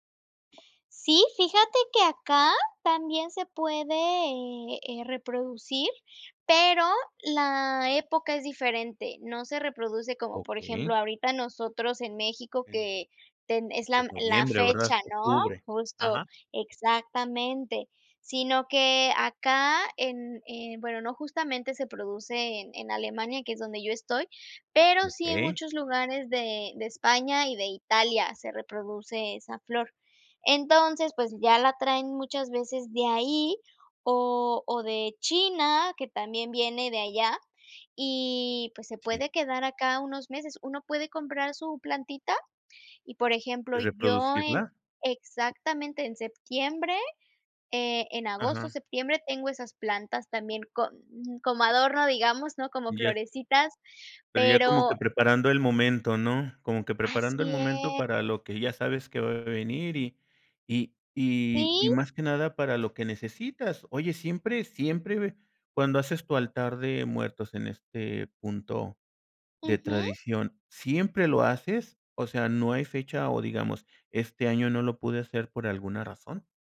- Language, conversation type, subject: Spanish, podcast, Cuéntame, ¿qué tradiciones familiares te importan más?
- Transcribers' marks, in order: other background noise